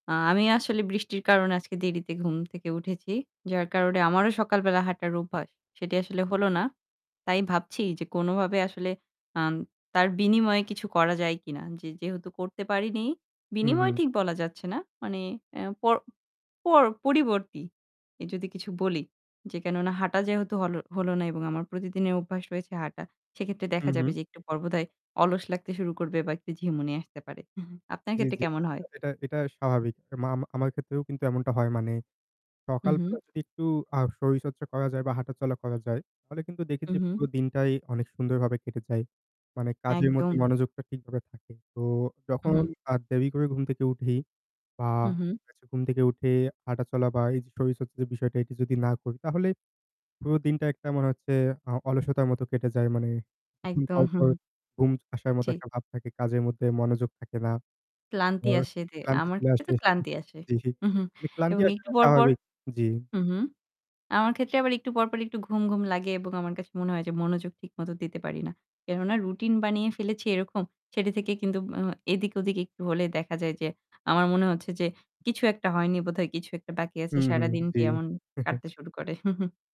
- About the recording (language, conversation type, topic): Bengali, unstructured, শরীরচর্চা করার ফলে তোমার জীবনধারায় কী কী পরিবর্তন এসেছে?
- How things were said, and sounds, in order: chuckle; distorted speech; unintelligible speech; chuckle; chuckle